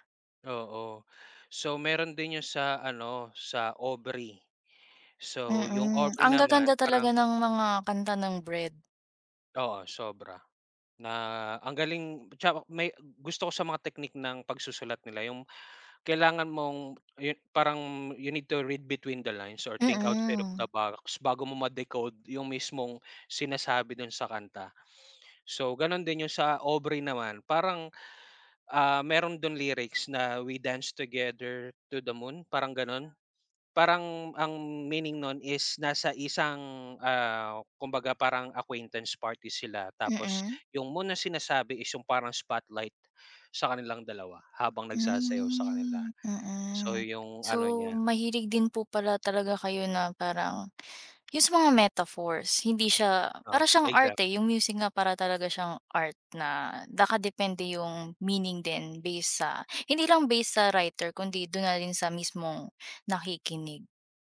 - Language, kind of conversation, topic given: Filipino, unstructured, Paano ka naaapektuhan ng musika sa araw-araw?
- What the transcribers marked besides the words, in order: in English: "you need to read between … of the box"; in English: "We dance together to the moon"; in English: "acquaintance party"; in English: "metaphors"